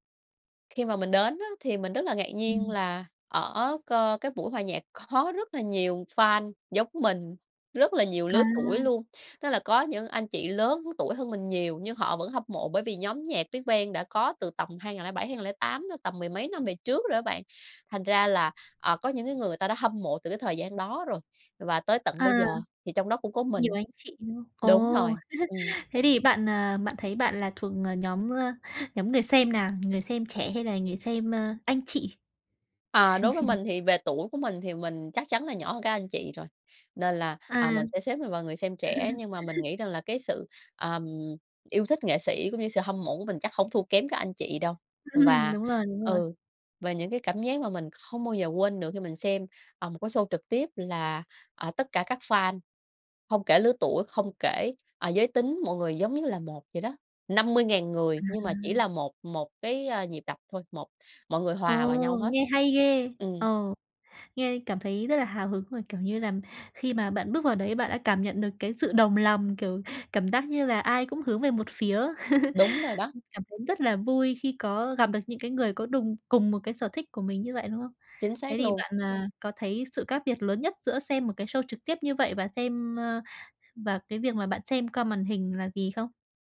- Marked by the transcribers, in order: tapping; laughing while speaking: "có"; chuckle; chuckle; chuckle; chuckle; chuckle; other background noise
- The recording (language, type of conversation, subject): Vietnamese, podcast, Điều gì khiến bạn mê nhất khi xem một chương trình biểu diễn trực tiếp?